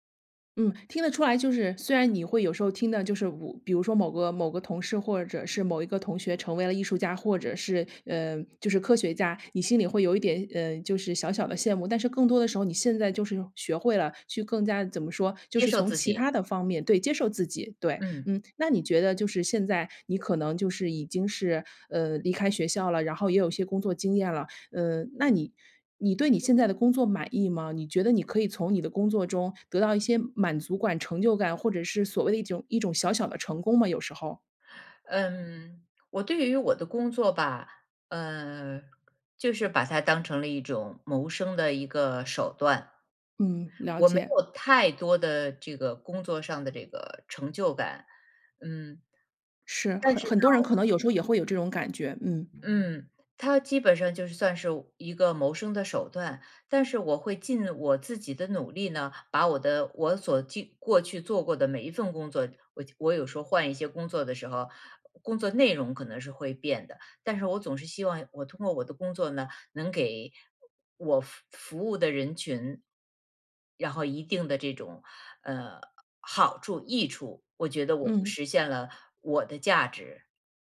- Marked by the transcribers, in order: "满足感" said as "满足管"; other background noise; tapping
- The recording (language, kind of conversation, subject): Chinese, podcast, 你觉得成功一定要高薪吗？